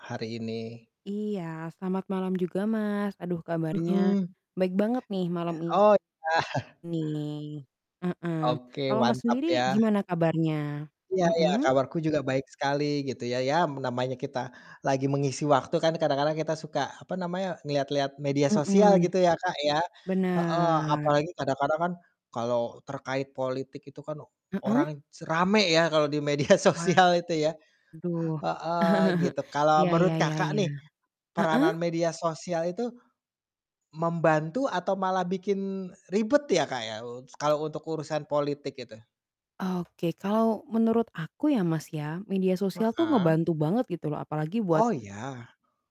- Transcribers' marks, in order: distorted speech; laughing while speaking: "iya"; laughing while speaking: "di media sosial"; laugh; tsk; other background noise
- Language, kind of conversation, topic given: Indonesian, unstructured, Bagaimana pengaruh media sosial terhadap politik saat ini?